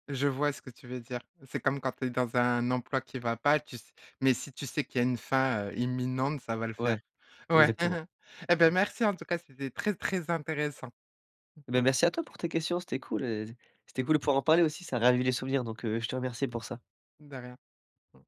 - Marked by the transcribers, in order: other background noise; chuckle; chuckle
- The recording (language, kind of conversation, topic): French, podcast, Quelle peur as-tu surmontée en voyage ?